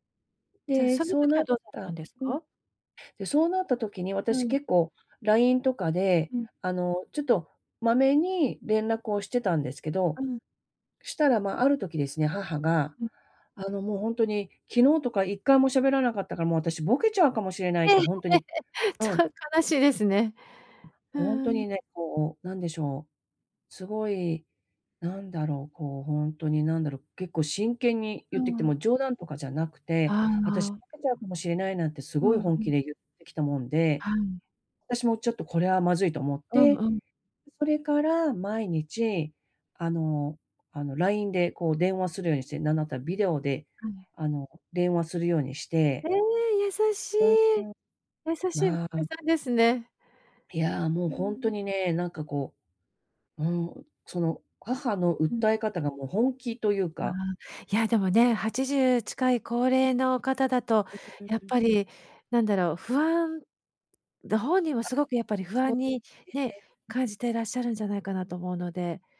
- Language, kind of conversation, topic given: Japanese, advice, 親の介護の負担を家族で公平かつ現実的に分担するにはどうすればよいですか？
- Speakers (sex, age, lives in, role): female, 50-54, Japan, advisor; female, 50-54, United States, user
- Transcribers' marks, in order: laughing while speaking: "え、ええ"; other noise